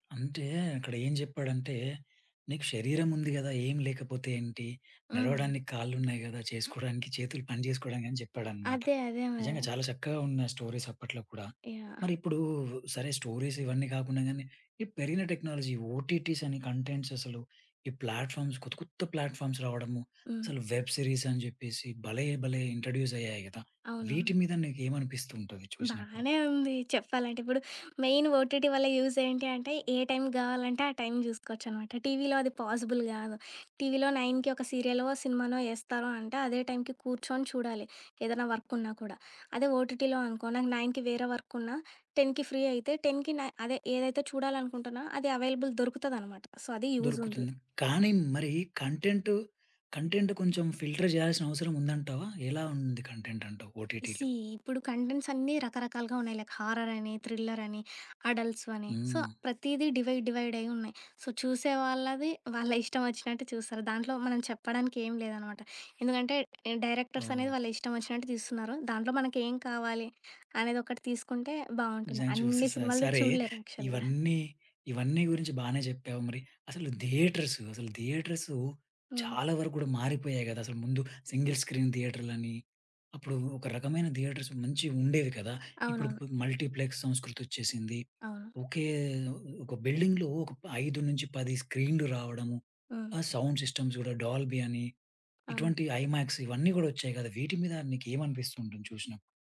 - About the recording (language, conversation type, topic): Telugu, podcast, సినిమా రుచులు కాలంతో ఎలా మారాయి?
- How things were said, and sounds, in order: tapping; in English: "స్టోరీస్"; in English: "స్టోరీస్"; in English: "టెక్నాలజీ ఓటీటీస్"; in English: "కంటెంట్స్"; in English: "ప్లాట్‌ఫార్మ్స్"; in English: "ప్లాట్‌ఫార్మ్స్"; in English: "వెబ్ సిరీస్"; in English: "ఇంట్రొడ్యూస్"; other background noise; in English: "మెయిన్ ఓటీటీ"; in English: "యూజ్"; in English: "టైమ్"; in English: "టైమ్"; in English: "పాజిబుల్"; in English: "నైన్‌కి"; in English: "సీరియల్"; in English: "టైమ్‌కి"; in English: "వర్క్"; in English: "ఓటీటీలో"; in English: "నైన్‌కి"; in English: "వర్క్"; in English: "టెన్‌కి ఫ్రీ"; in English: "టెన్‌కి"; in English: "అవైలబుల్"; in English: "సో"; in English: "యూజ్"; in English: "ఫిల్టర్"; in English: "కంటెంట్"; in English: "ఓటీటీలో?"; in English: "సీ"; in English: "కంటెంట్స్"; in English: "లైక్ హారర్"; in English: "థ్రిల్లరని, అడల్ట్స్"; in English: "సో"; in English: "డివైడ్"; in English: "సో"; laughing while speaking: "వాళ్ళ ఇష్టం ఒచ్చినట్టు చూస్తారు"; in English: "డైరెక్టర్స్"; in English: "యాక్చువల్‌గ"; in English: "థియేటర్స్"; in English: "థియేటర్స్"; in English: "సింగిల్ స్క్రీన్ థియేటర్‌లని"; in English: "థియేటర్స్"; in English: "మల్టీప్లెక్స్"; in English: "బిల్డింగ్‌లో"; in English: "స్క్రీన్‌లు"; in English: "సౌండ్ సిస్టమ్స్"; in English: "డాల్బీ"; in English: "ఐమాక్స్"